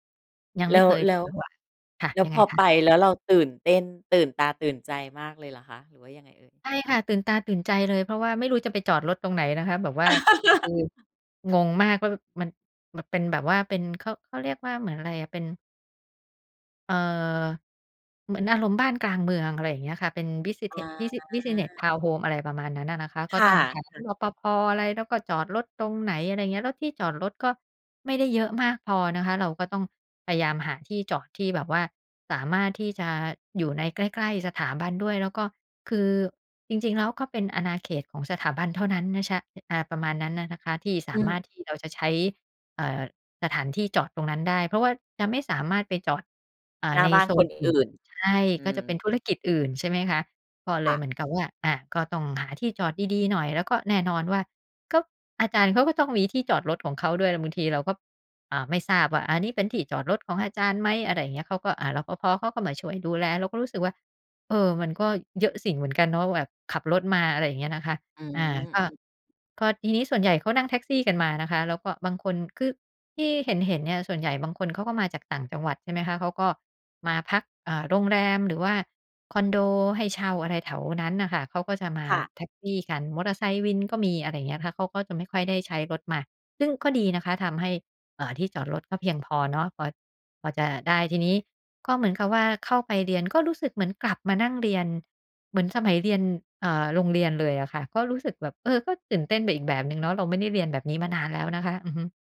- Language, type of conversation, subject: Thai, podcast, เล่าเรื่องวันที่การเรียนทำให้คุณตื่นเต้นที่สุดได้ไหม?
- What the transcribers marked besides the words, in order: laugh